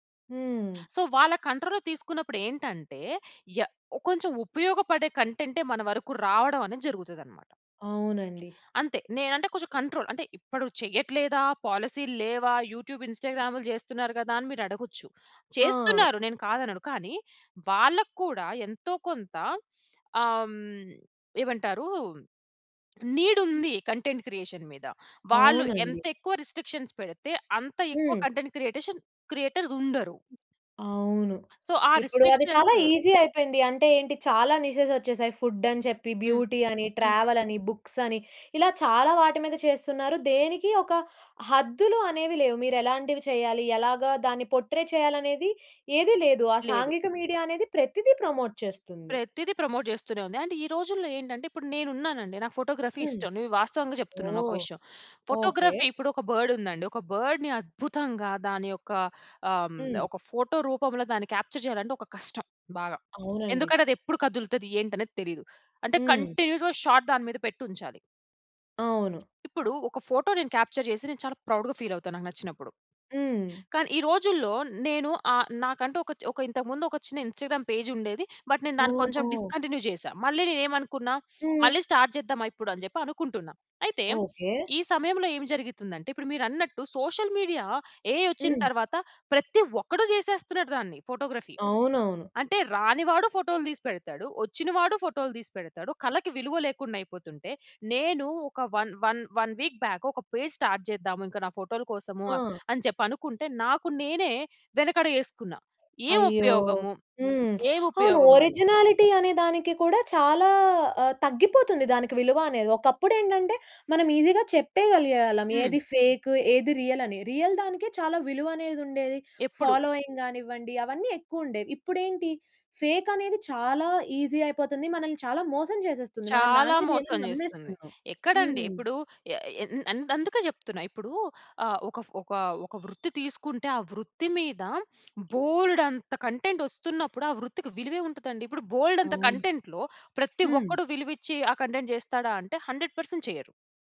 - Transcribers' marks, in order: in English: "సో"; in English: "కంట్రోల్‌లో"; other background noise; in English: "కంట్రోల్"; in English: "యూట్యూబ్"; in English: "కంటెంట్ క్రియేషన్"; in English: "రిస్ట్రిక్షన్స్"; in English: "కంటెంట్"; in English: "క్రియేటర్స్"; in English: "సో"; in English: "ఈజీ"; in English: "రిస్ట్రిక్షన్స్"; in English: "నిషెస్"; in English: "బ్యూటీ"; in English: "బుక్స్"; in English: "పోట్రే"; in English: "మీడియా"; in English: "ప్రమోట్"; in English: "ప్రమోట్"; in English: "ఫోటోగ్రఫీ"; in English: "ఫోటోగ్రఫీ"; in English: "బర్డ్‌ని"; stressed: "అద్భుతంగా"; in English: "క్యాప్చర్"; in English: "కంటిన్యూస్‌గా షాట్"; tapping; in English: "క్యాప్చర్"; in English: "ప్రౌడ్‌గా"; in English: "ఇన్‌స్టాగ్రామ్"; in English: "బట్"; in English: "డిస్కంటిన్యూ"; sniff; in English: "స్టార్ట్"; in English: "సోషల్ మీడియా, ఏఐ"; in English: "ఫోటోగ్రఫీ"; in English: "వన్ వన్ వన్ వీక్ బాక్"; in English: "పేజ్ స్టార్ట్"; lip smack; in English: "ఒరిజినాలిటీ"; in English: "ఈజీ‌గా"; in English: "ఫేక్"; in English: "రియల్"; in English: "ఫాలోయింగ్"; in English: "ఈజీ"; background speech; lip smack; in English: "కంటెంట్‌లో"; in English: "కంటెంట్"; in English: "హండ్రెడ్ పర్సెంట్"
- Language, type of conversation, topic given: Telugu, podcast, సామాజిక మీడియా ప్రభావం మీ సృజనాత్మకతపై ఎలా ఉంటుంది?